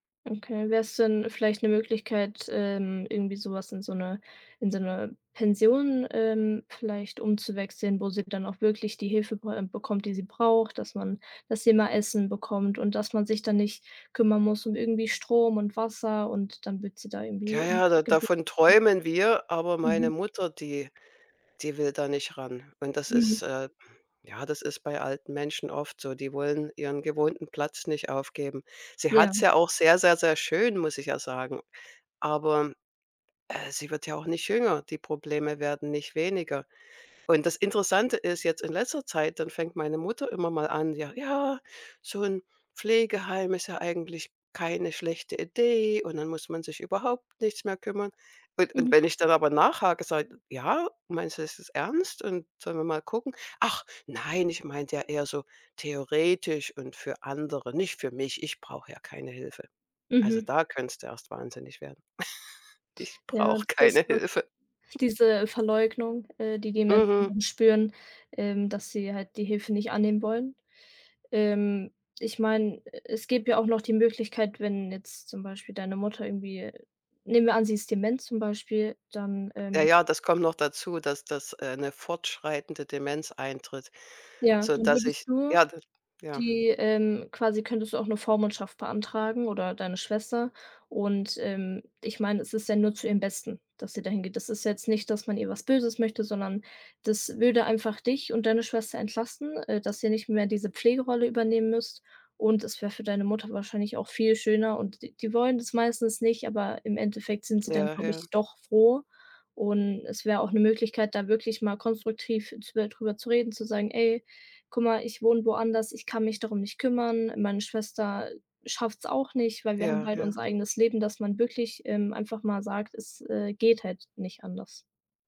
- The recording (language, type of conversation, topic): German, advice, Wie kann ich die Pflege meiner alternden Eltern übernehmen?
- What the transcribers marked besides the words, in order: snort; put-on voice: "Ja, ja, so 'n Pflegeheim … nichts mehr kümmern"; chuckle; other background noise; snort; tapping